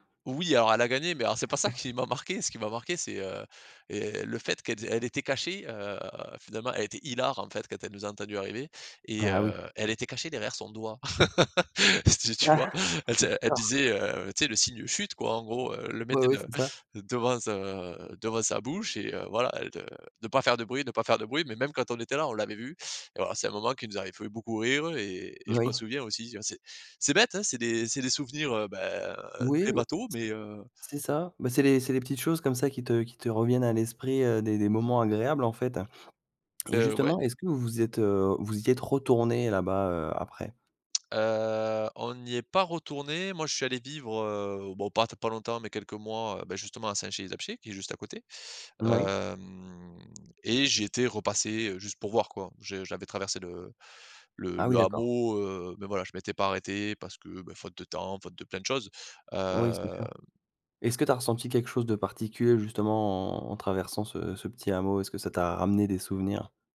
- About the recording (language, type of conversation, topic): French, podcast, Quel est ton plus beau souvenir en famille ?
- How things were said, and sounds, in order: unintelligible speech; tapping; laugh; laughing while speaking: "c'était"; chuckle; other background noise